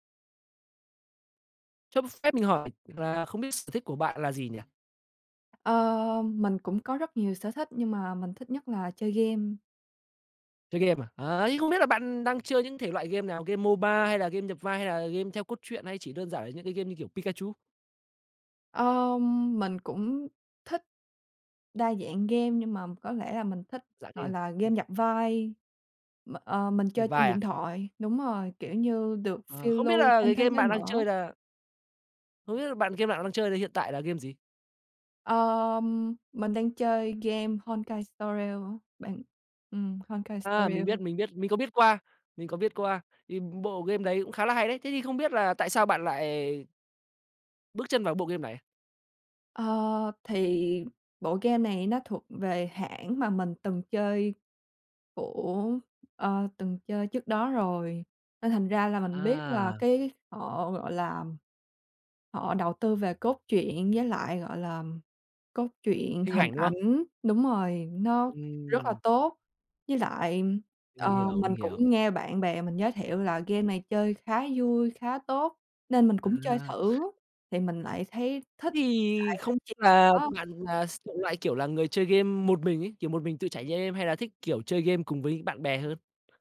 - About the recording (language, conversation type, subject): Vietnamese, podcast, Sở thích mà bạn mê nhất là gì?
- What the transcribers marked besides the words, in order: other background noise; tapping; in English: "MO-BA"; other noise; unintelligible speech; unintelligible speech